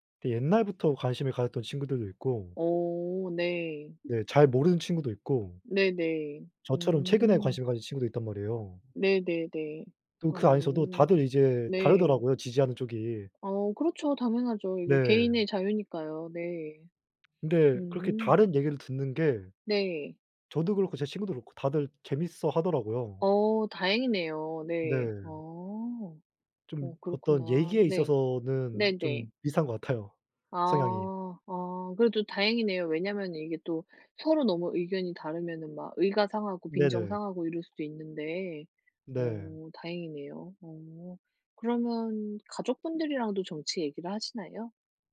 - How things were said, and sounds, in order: other background noise; tapping
- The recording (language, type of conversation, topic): Korean, unstructured, 정치 이야기를 하면서 좋았던 경험이 있나요?